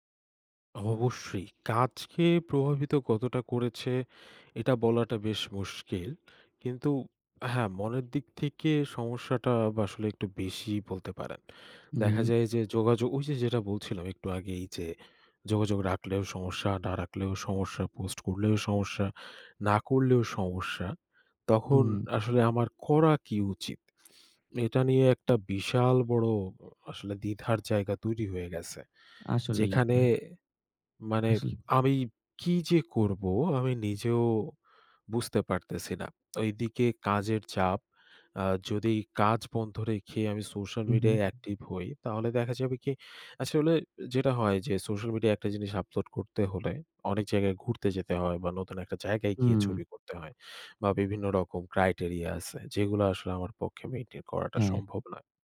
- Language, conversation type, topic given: Bengali, advice, সোশ্যাল মিডিয়ায় ‘পারফেক্ট’ ইমেজ বজায় রাখার চাপ
- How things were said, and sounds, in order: tongue click